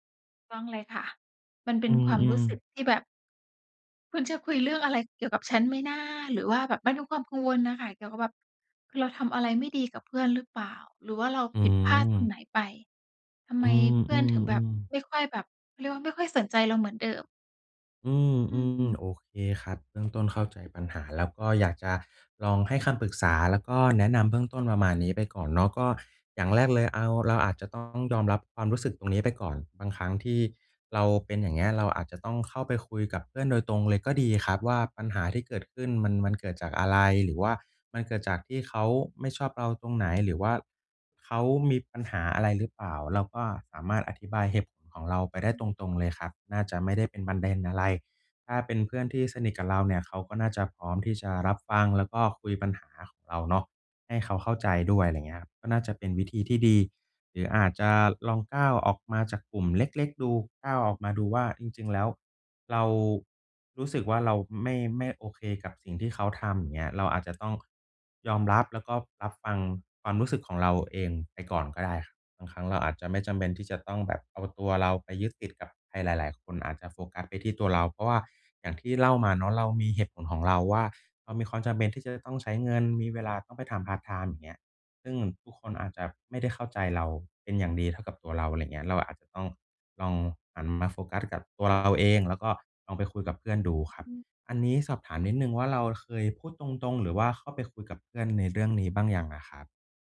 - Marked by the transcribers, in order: tapping
- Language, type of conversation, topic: Thai, advice, ฉันควรทำอย่างไรเมื่อรู้สึกโดดเดี่ยวเวลาอยู่ในกลุ่มเพื่อน?